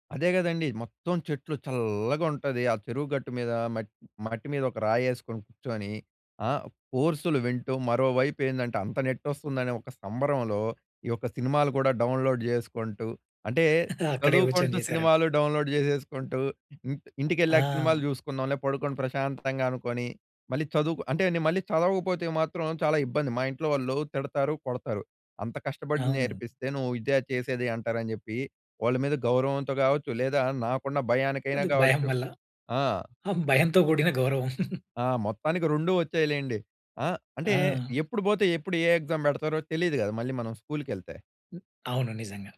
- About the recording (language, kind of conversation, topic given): Telugu, podcast, ఆన్‌లైన్ కోర్సులు మీకు ఎలా ఉపయోగపడాయి?
- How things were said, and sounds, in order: stressed: "చల్లగా"; in English: "నెట్"; in English: "డౌన్‌లోడ్"; chuckle; in English: "డౌన్‌లోడ్"; giggle; in English: "ఎక్సామ్"